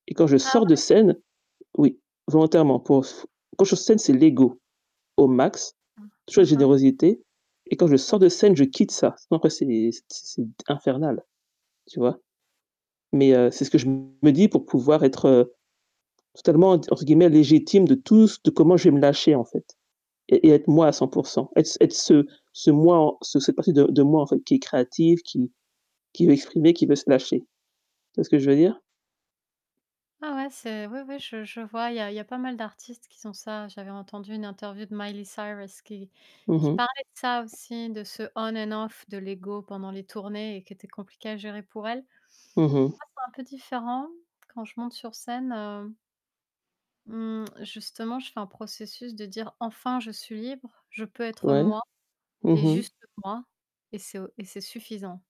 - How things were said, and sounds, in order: static; distorted speech; unintelligible speech; other background noise; tapping; put-on voice: "Miley Cyrus"; put-on voice: "on and off"; tsk
- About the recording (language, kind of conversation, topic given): French, unstructured, Comment définis-tu le succès personnel aujourd’hui ?